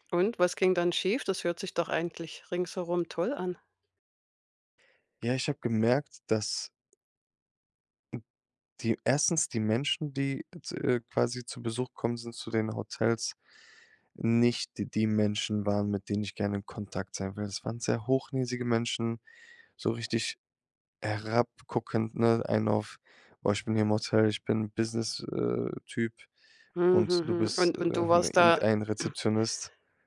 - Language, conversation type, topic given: German, podcast, Hast du Tricks, um dich schnell selbstsicher zu fühlen?
- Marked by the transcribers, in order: other background noise; stressed: "nicht"; throat clearing